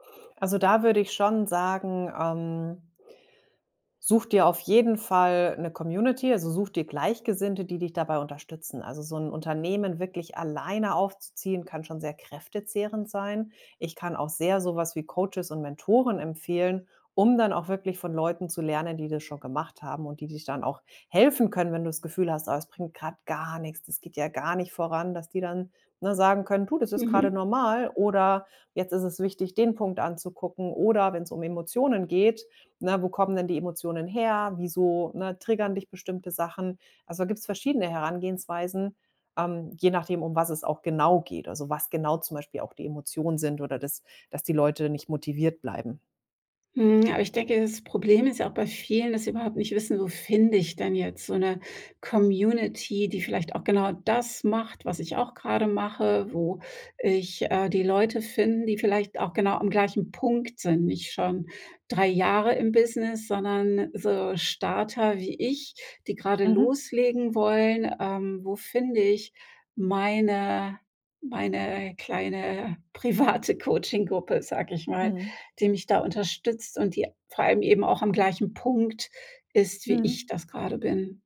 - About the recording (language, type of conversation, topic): German, podcast, Welchen Rat würdest du Anfängerinnen und Anfängern geben, die gerade erst anfangen wollen?
- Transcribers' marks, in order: stressed: "gar"; laughing while speaking: "private Coaching-Gruppe"